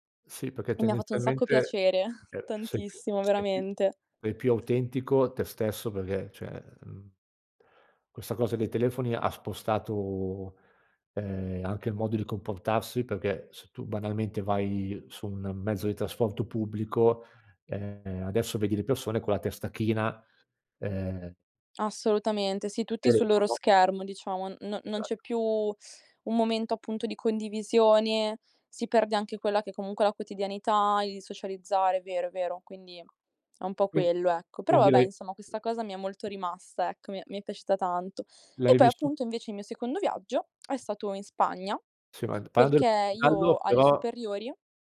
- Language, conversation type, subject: Italian, podcast, Qual è stata l’esperienza più autentica che hai vissuto durante un viaggio?
- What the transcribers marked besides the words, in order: chuckle; tapping; "sei" said as "ei"; "cioè" said as "ceh"; other background noise